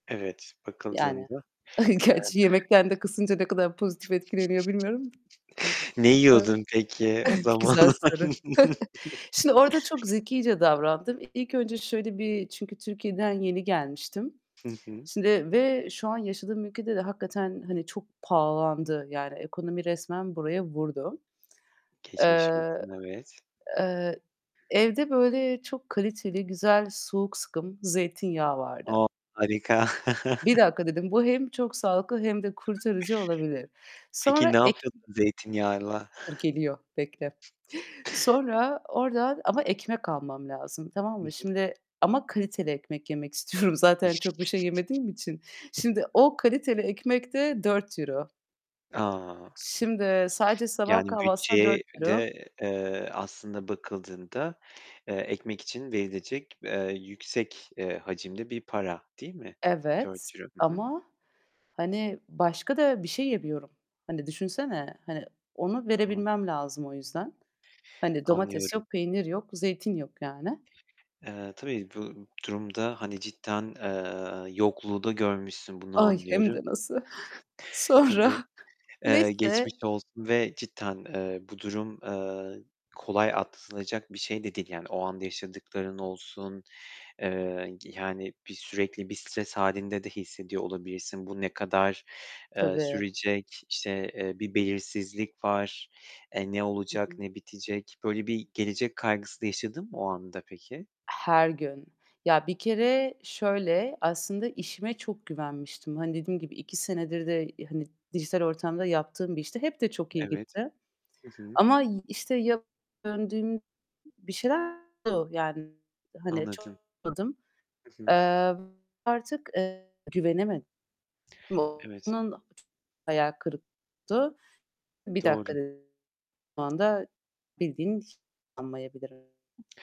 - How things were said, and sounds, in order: static; laughing while speaking: "gerçi"; distorted speech; other background noise; chuckle; tapping; laughing while speaking: "zamanlar?"; chuckle; chuckle; "zeytinyağıyla?" said as "zeytinyağla?"; giggle; laughing while speaking: "istiyorum"; giggle; laughing while speaking: "Sonra"; unintelligible speech; unintelligible speech; unintelligible speech; unintelligible speech
- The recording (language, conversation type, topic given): Turkish, podcast, Geçiş sürecinde finansal planlamanı nasıl yönettin?